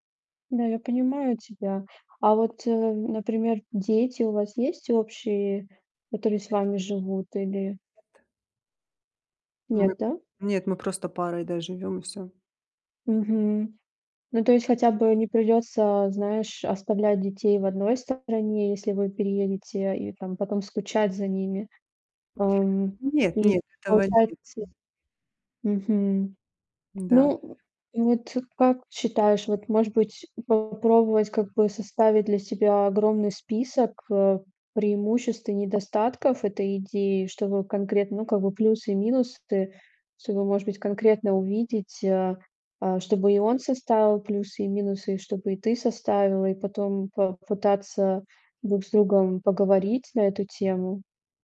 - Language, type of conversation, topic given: Russian, advice, Как понять, совместимы ли мы с партнёром, если у нас разные жизненные приоритеты?
- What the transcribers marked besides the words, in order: none